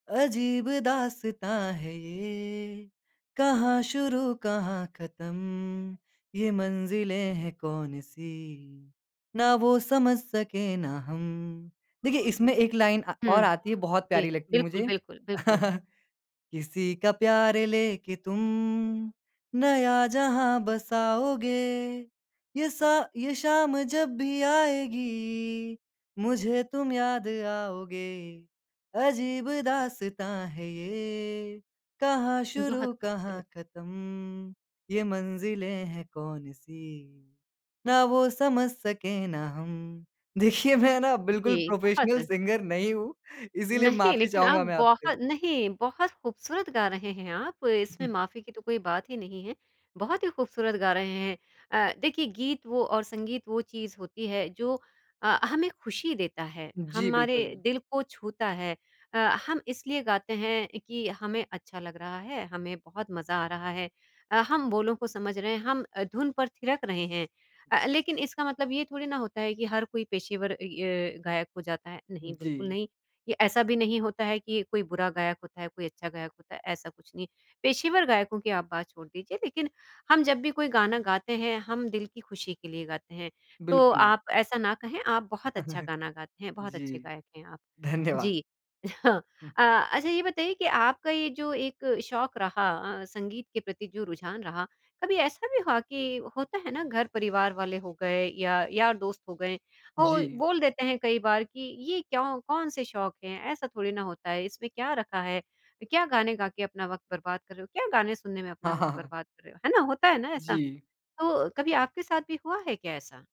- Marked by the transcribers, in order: singing: "अजीब दास्ताँ है ये, कहाँ … सके ना हम"; in English: "लाइन"; laugh; singing: "किसी का प्यारे लेके तुम … सके ना हम"; laughing while speaking: "देखिए, मैं ना बिल्कुल प्रोफ़ेशनल … चाहूँगा मैं आपसे"; in English: "प्रोफ़ेशनल सिंगर"; chuckle; chuckle; chuckle; laughing while speaking: "हाँ, हाँ"
- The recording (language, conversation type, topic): Hindi, podcast, क्या संगीत से तुम्हें अपनी पहचान दिखाने में मदद मिलती है?